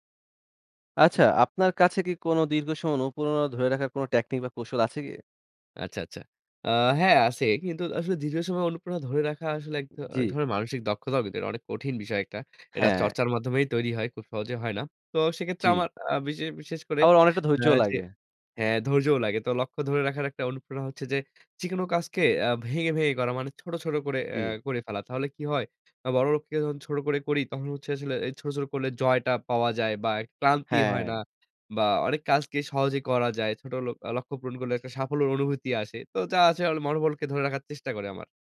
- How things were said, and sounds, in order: "অনুপ্রেরনা" said as "অনুপ্রননা"
- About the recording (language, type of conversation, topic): Bengali, podcast, দীর্ঘ সময় অনুপ্রেরণা ধরে রাখার কৌশল কী?